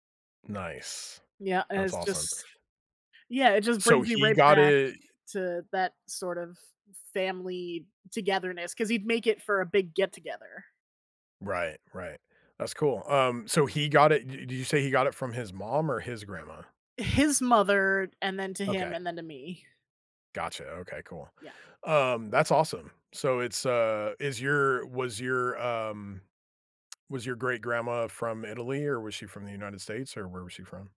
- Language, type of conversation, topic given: English, unstructured, How can I recreate the foods that connect me to my childhood?
- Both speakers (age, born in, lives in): 30-34, United States, United States; 40-44, United States, United States
- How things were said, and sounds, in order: none